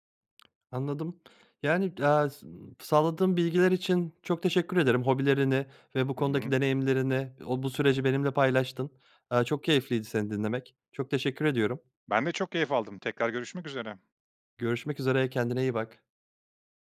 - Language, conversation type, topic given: Turkish, podcast, Yeni bir hobiye zaman ayırmayı nasıl planlarsın?
- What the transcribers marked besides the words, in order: tapping